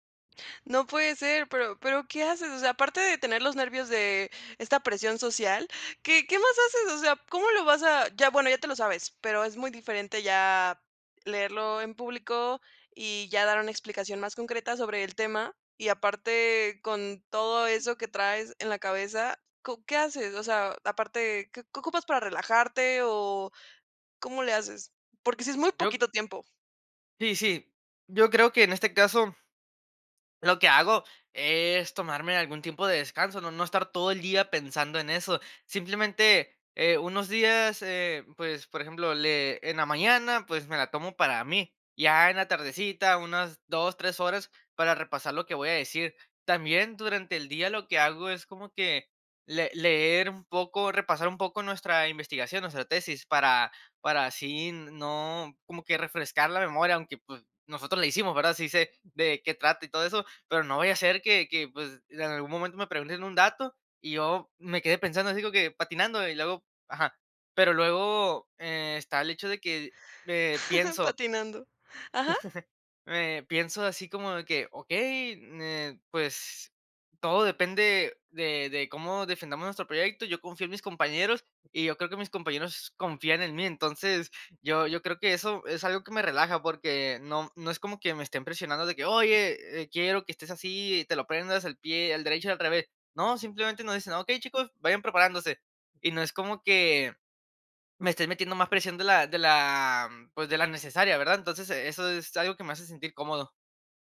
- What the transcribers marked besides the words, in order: chuckle
- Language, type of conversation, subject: Spanish, podcast, ¿Qué métodos usas para estudiar cuando tienes poco tiempo?